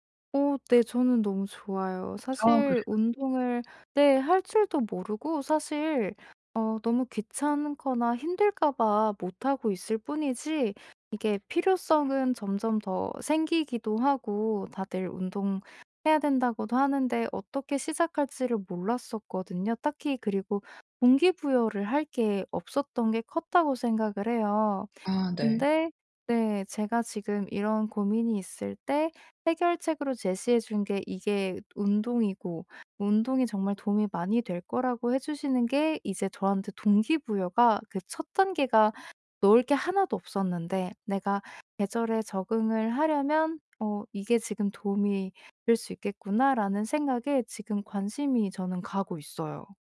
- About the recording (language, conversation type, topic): Korean, advice, 새로운 기후와 계절 변화에 어떻게 적응할 수 있을까요?
- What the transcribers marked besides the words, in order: tapping; other background noise